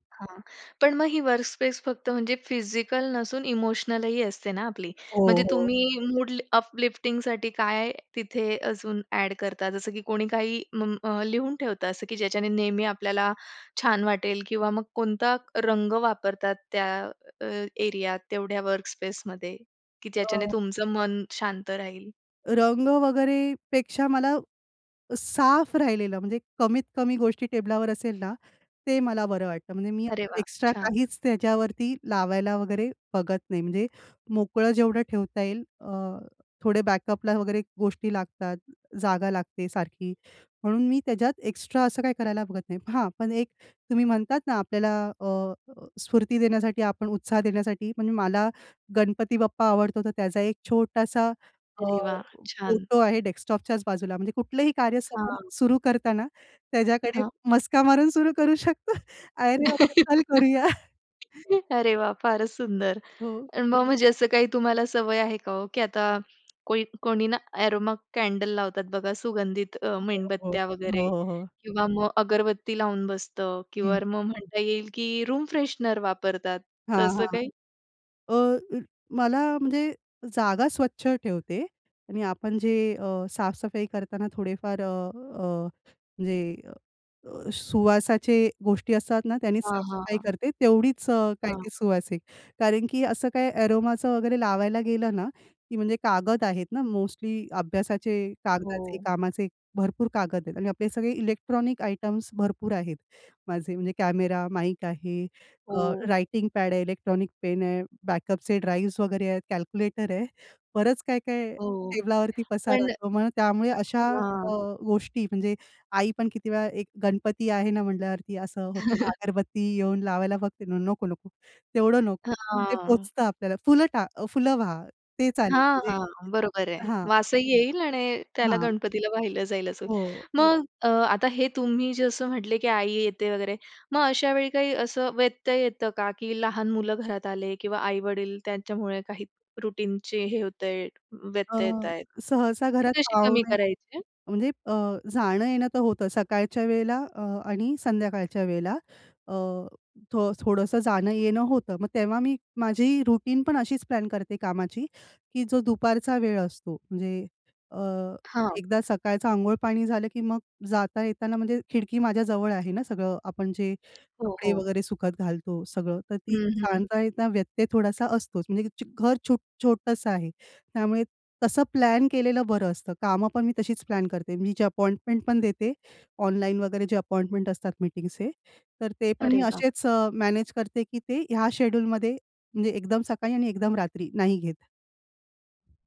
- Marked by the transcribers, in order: in English: "वर्कस्पेस"; in English: "फिजिकल"; other background noise; in English: "मूड अपलिफ्टिंग"; in English: "वर्क स्पेस"; in English: "बॅकअपला"; in English: "डेस्कटॉपच्याच"; laughing while speaking: "मस्का मारून सुरू करू शकतो. अरे बाबा चल करूया"; laugh; laughing while speaking: "अरे वाह! फारच सुंदर!"; in English: "अरोमा कॅन्डल"; tapping; in English: "आयटम्स"; in English: "रायटिंग पॅड"; in English: "बॅकअपचे ड्राईव्हज"; laugh; in English: "रूटीनचे"; in English: "रूटीन"; "जाता-" said as "सांता"
- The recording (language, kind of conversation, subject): Marathi, podcast, कार्यक्षम कामाची जागा कशी तयार कराल?